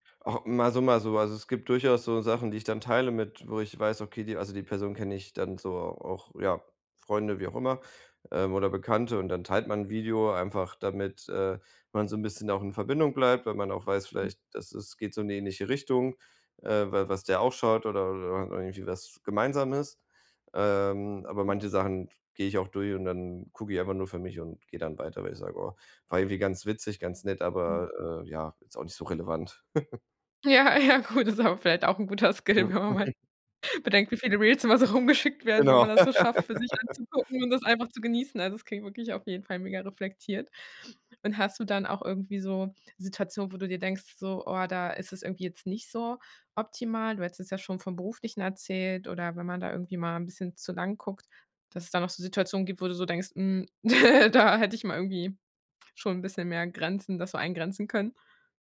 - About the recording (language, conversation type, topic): German, podcast, Wie setzt du dir digitale Grenzen bei Nachrichten und sozialen Medien?
- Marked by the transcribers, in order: other background noise; chuckle; laughing while speaking: "Ja, ja, cool, das ist … so rumgeschickt werden"; chuckle; laugh; giggle; laughing while speaking: "da"